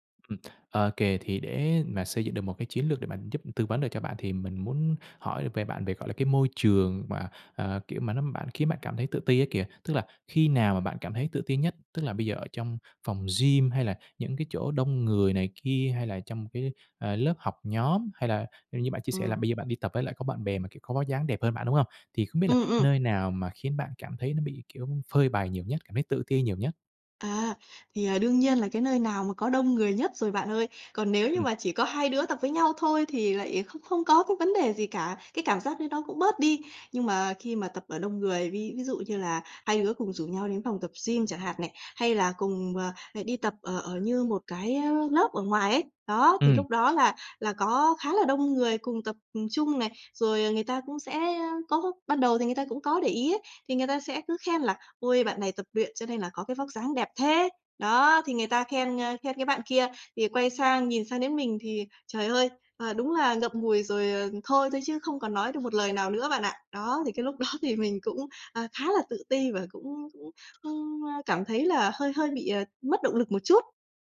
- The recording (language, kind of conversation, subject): Vietnamese, advice, Làm thế nào để bớt tự ti về vóc dáng khi tập luyện cùng người khác?
- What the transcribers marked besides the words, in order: tapping; other background noise; laughing while speaking: "đó"